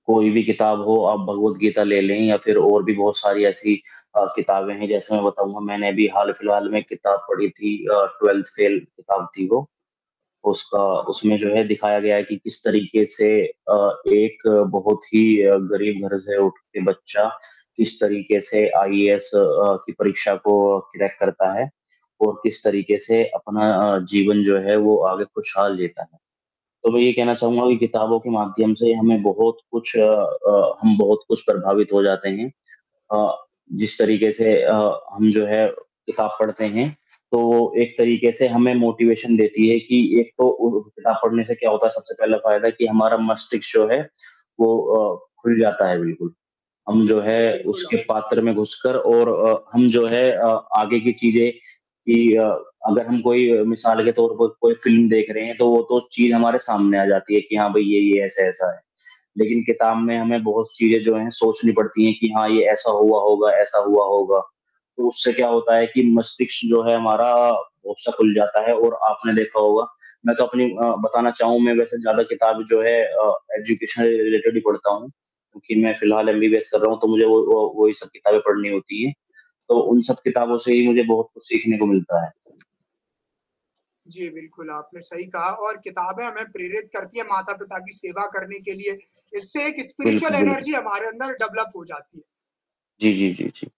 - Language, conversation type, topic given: Hindi, unstructured, आपकी पसंदीदा किताबें कौन-कौन सी हैं और उनमें आपको क्या खास लगता है?
- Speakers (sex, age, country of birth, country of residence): male, 25-29, India, India; male, 35-39, India, India
- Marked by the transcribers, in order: static; distorted speech; in English: "ट्वेल्थ फेल"; in English: "क्रैक"; other background noise; in English: "मोटिवेशन"; in English: "एजुकेशन रिलेटेड"; tapping; in English: "स्पिरिचुअल एनर्जी"; in English: "डेवलप"